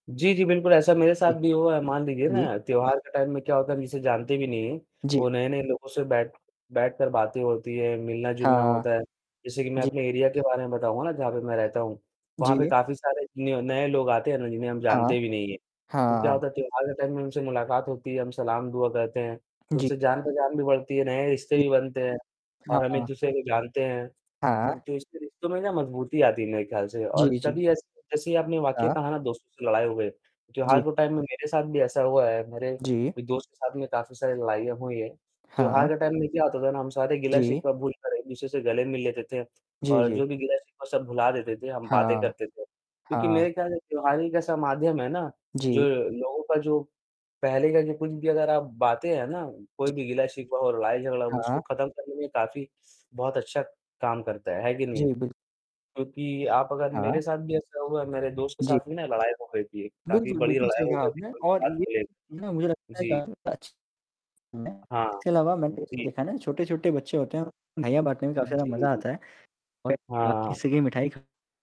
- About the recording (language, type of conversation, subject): Hindi, unstructured, आपके अनुसार त्योहारों के दौरान परिवार एक-दूसरे के करीब कैसे आते हैं?
- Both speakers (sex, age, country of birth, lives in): male, 18-19, India, India; male, 20-24, India, India
- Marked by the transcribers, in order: distorted speech; static; in English: "टाइम"; in English: "एरिया"; in English: "न्यू"; in English: "टाइम"; in English: "टाइम"; in English: "टाइम"